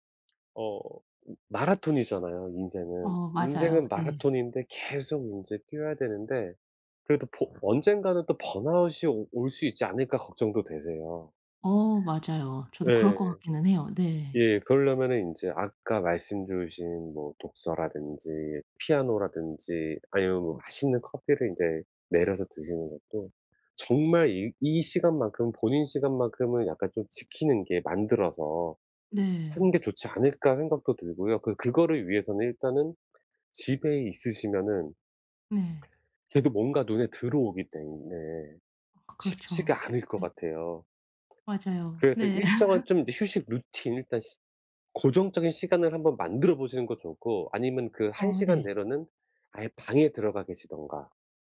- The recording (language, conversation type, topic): Korean, advice, 집에서 어떻게 하면 제대로 휴식을 취할 수 있을까요?
- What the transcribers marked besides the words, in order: other background noise; tapping; laugh